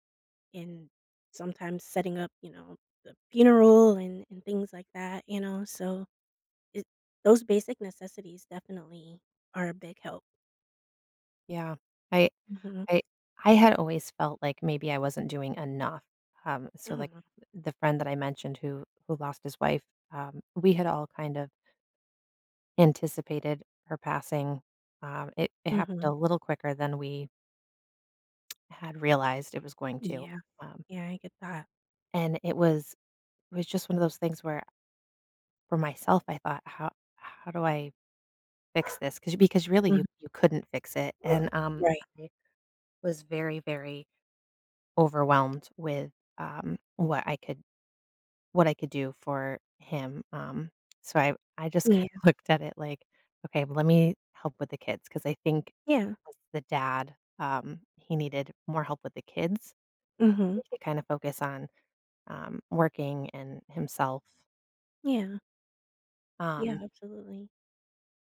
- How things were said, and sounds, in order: tapping; dog barking; other background noise; laughing while speaking: "looked"; unintelligible speech
- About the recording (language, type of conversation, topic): English, unstructured, How can someone support a friend who is grieving?